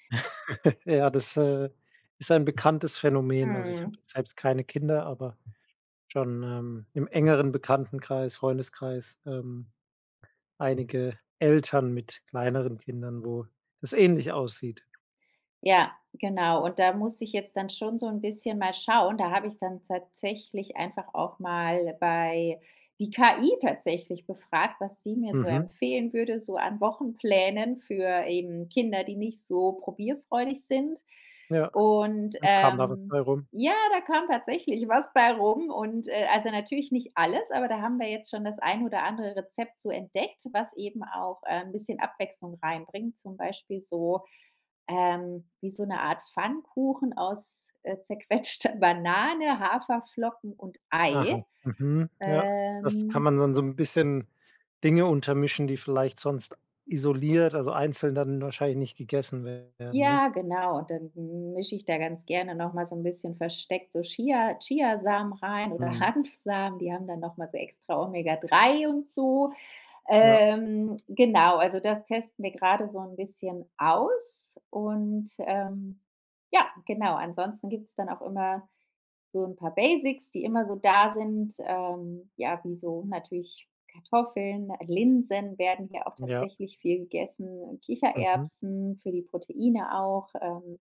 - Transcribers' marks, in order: laugh; other background noise; laughing while speaking: "zerquetschter"
- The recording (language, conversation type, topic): German, podcast, Wie planst du deine Ernährung im Alltag?
- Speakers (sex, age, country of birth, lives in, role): female, 35-39, Germany, Spain, guest; male, 30-34, Germany, Germany, host